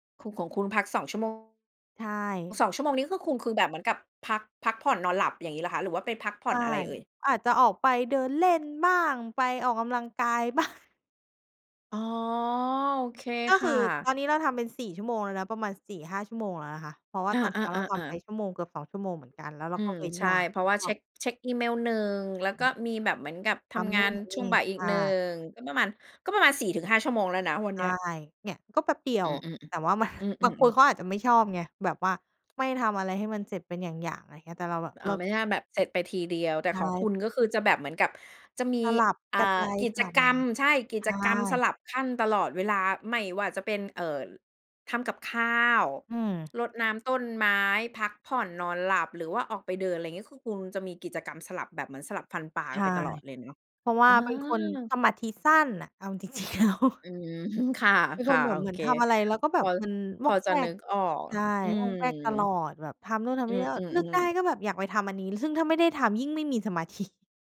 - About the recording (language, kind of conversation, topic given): Thai, podcast, เล่าให้ฟังหน่อยว่าคุณจัดสมดุลระหว่างงานกับชีวิตส่วนตัวยังไง?
- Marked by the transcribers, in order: other background noise; laughing while speaking: "บ้าง"; laughing while speaking: "มัน"; laughing while speaking: "จริง ๆ แล้ว"; laughing while speaking: "อืม"; laughing while speaking: "ธิ"